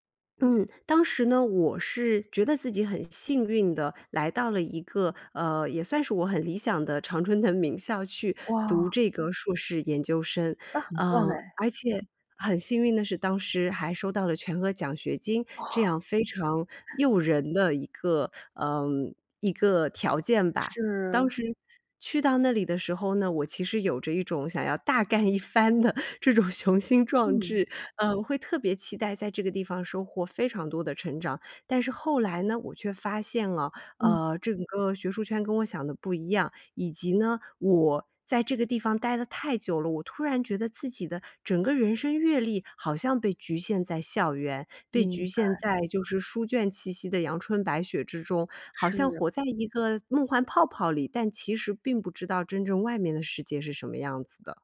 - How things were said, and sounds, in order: laughing while speaking: "名校"; laughing while speaking: "一番的这种雄心壮志"
- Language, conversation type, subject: Chinese, podcast, 你如何看待舒适区与成长？